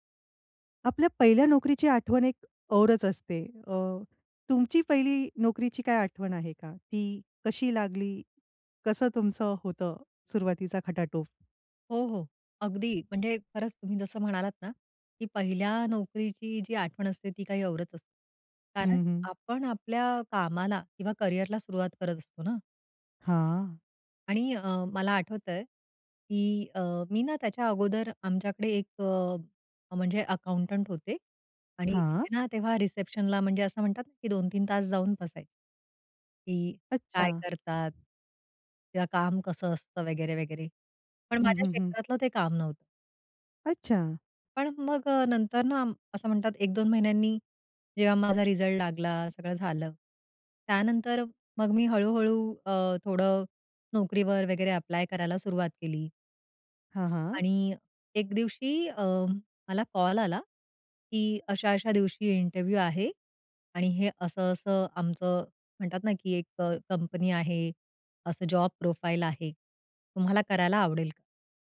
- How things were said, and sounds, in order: other noise; in English: "अकाउंटंट"; in English: "रिसेप्शनला"; tapping; in English: "ॲप्लाय"; in English: "इंटरव्ह्यू"; in English: "प्रोफाइल"
- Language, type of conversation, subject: Marathi, podcast, पहिली नोकरी तुम्हाला कशी मिळाली आणि त्याचा अनुभव कसा होता?